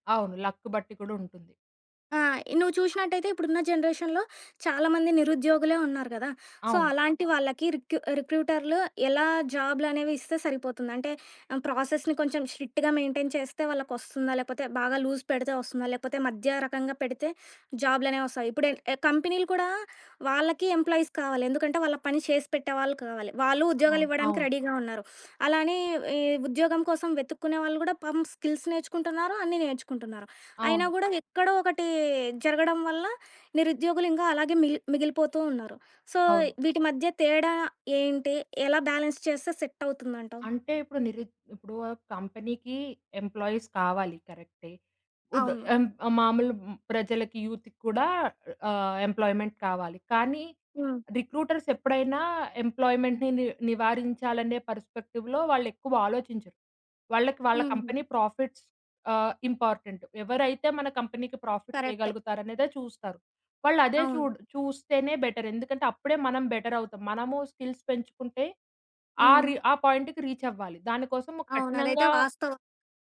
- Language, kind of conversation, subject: Telugu, podcast, రిక్రూటర్లు ఉద్యోగాల కోసం అభ్యర్థుల సామాజిక మాధ్యమ ప్రొఫైల్‌లను పరిశీలిస్తారనే భావనపై మీ అభిప్రాయం ఏమిటి?
- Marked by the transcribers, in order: in English: "లక్"; in English: "జనరేషన్‌లో"; in English: "సో"; in English: "ప్రాసెస్‌ని"; in English: "స్ట్రిక్ట్‌గా మెయింటైన్"; in English: "లూజ్"; in English: "ఎంప్లాయీస్"; in English: "రెడీగా"; in English: "స్కిల్స్"; in English: "సో"; in English: "బ్యాలెన్స్"; in English: "కంపెనీకి ఎంప్లాయీస్"; in English: "యూత్‌కి"; in English: "ఎంప్లాయిమెంట్"; in English: "రిక్రూటర్స్"; in English: "ఎంప్లాయిమెంట్‌ని"; in English: "పర్‌స్పెక్టివ్‌లో"; in English: "కంపెనీ ప్రాఫిట్స్"; in English: "కంపెనీకి ప్రాఫిట్"; other background noise; in English: "బెటర్"; in English: "స్కిల్స్"; in English: "పాయింట్‌కి"